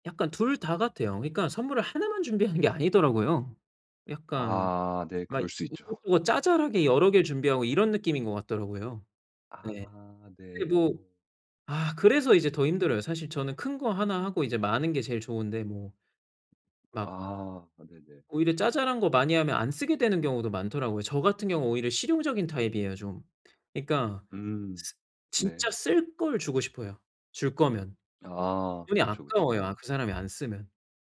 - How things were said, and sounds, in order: laughing while speaking: "준비하는"; tapping; laughing while speaking: "있죠"; other background noise
- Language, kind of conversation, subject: Korean, advice, 누군가에게 줄 선물을 고를 때 무엇을 먼저 고려해야 하나요?